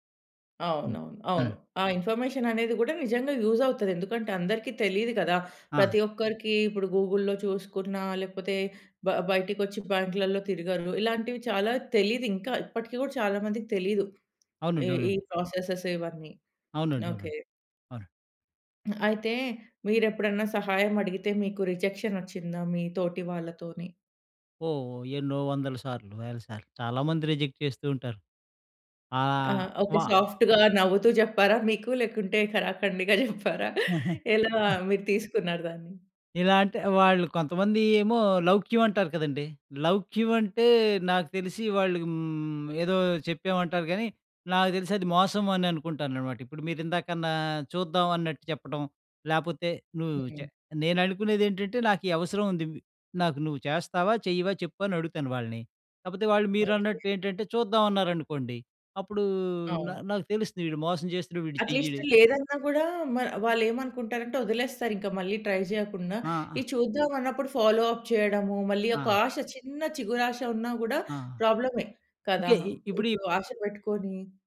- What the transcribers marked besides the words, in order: in English: "ఇన్ఫర్మేషన్"; in English: "గూగుల్‌లో"; in English: "ప్రాసెసెస్"; in English: "రిజెక్ట్"; in English: "సాఫ్ట్‌గా"; laughing while speaking: "జెప్పారా? ఎలా మీరు తీసుకున్నారు దాన్ని?"; chuckle; tapping; in English: "అట్‌లీస్ట్"; in English: "ట్రై"; in English: "ఫాలో అప్"; other background noise
- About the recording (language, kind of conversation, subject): Telugu, podcast, ఎలా సున్నితంగా ‘కాదు’ చెప్పాలి?